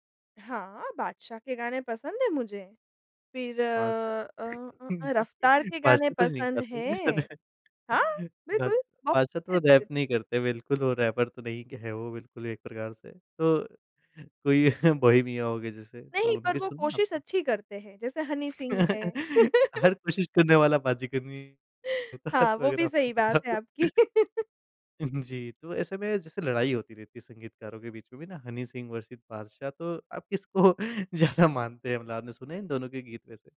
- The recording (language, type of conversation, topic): Hindi, podcast, कौन सा गीत आपको सुकून या सुरक्षा देता है?
- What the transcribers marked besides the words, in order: chuckle; tapping; chuckle; other background noise; laughing while speaking: "हर कोशिश करने वाला बाजीगर नहीं होता, तो अगर आपको पता हो"; chuckle; laugh; laughing while speaking: "उ हुँ, जी"; in English: "वर्सेस"; laughing while speaking: "किसको ज़्यादा मानते हैं मतलब … के गीत वैसे?"